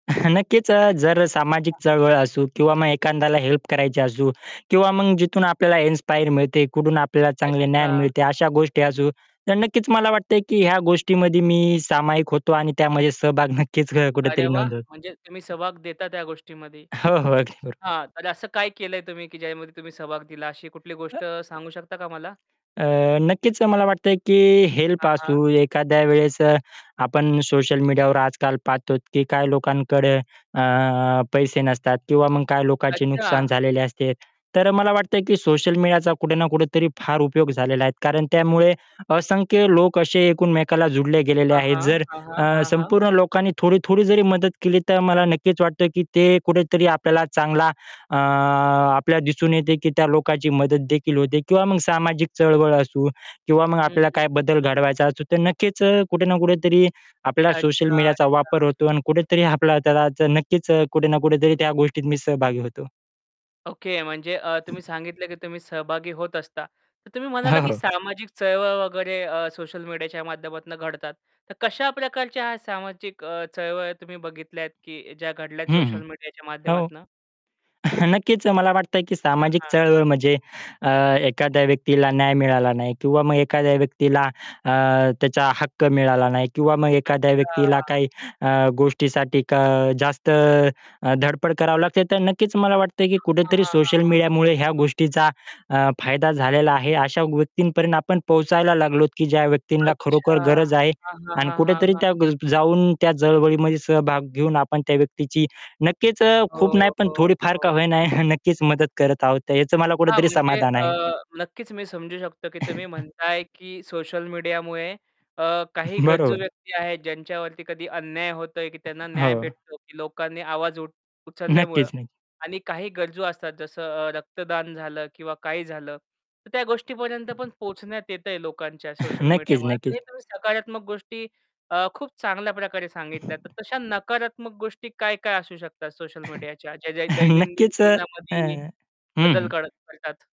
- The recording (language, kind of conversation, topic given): Marathi, podcast, सोशल मीडियामुळे तुमच्या दैनंदिन आयुष्यात कोणते बदल झाले आहेत?
- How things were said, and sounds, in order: chuckle; tapping; unintelligible speech; in English: "इन्स्पायर"; "इन्सपिरेशन" said as "इन्स्पायर"; other background noise; laughing while speaking: "नक्कीच"; distorted speech; unintelligible speech; chuckle; chuckle; unintelligible speech; chuckle; chuckle; chuckle; chuckle